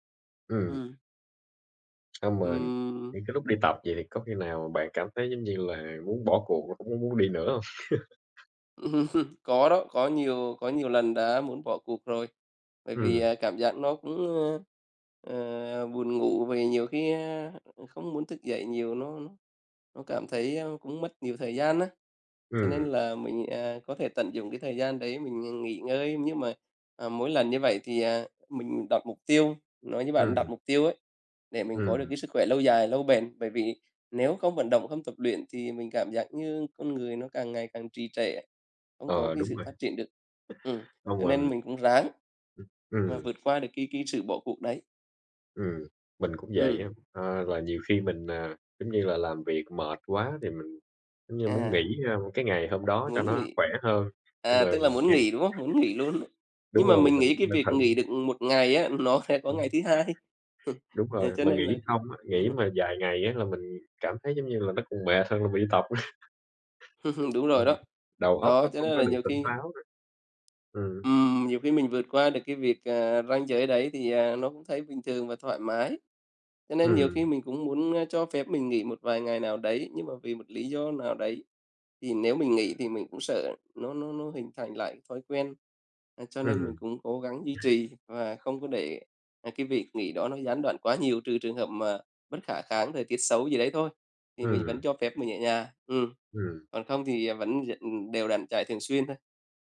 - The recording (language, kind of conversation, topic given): Vietnamese, unstructured, Làm thế nào để giữ động lực khi bắt đầu một chế độ luyện tập mới?
- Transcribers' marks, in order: other background noise; laugh; tapping; unintelligible speech; laughing while speaking: "nó"; laughing while speaking: "hai"; chuckle; laugh; laugh; laughing while speaking: "á"